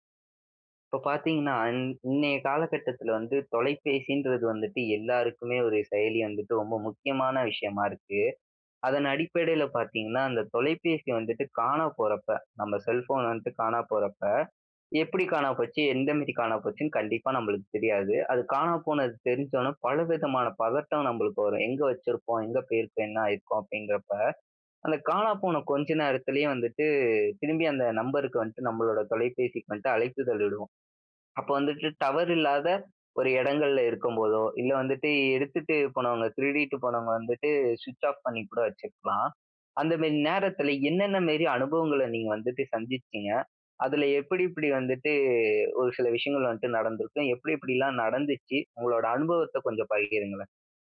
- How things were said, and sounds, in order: drawn out: "வந்துட்டு"
- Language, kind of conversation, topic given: Tamil, podcast, நீங்கள் வழிதவறி, கைப்பேசிக்கு சிக்னலும் கிடைக்காமல் சிக்கிய அந்த அனுபவம் எப்படி இருந்தது?